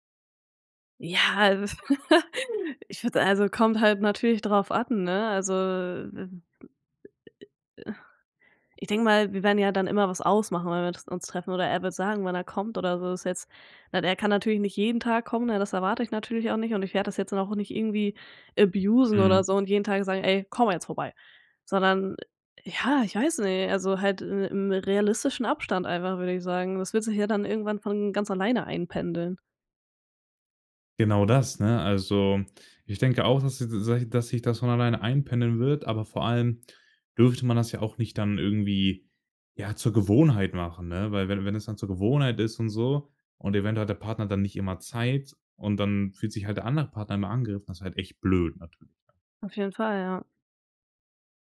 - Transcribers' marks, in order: laugh; other noise; snort; in English: "abusen"; put-on voice: "komm jetzt vorbei"; other background noise
- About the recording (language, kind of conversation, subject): German, podcast, Wie entscheidest du, ob du in deiner Stadt bleiben willst?